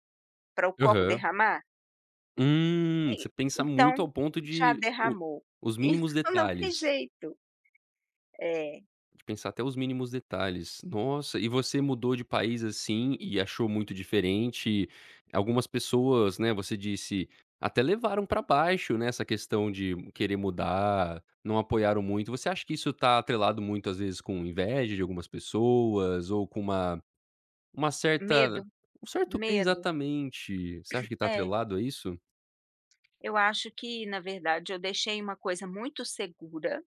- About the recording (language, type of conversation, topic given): Portuguese, podcast, Me conta uma decisão que mudou sua vida?
- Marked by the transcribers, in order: chuckle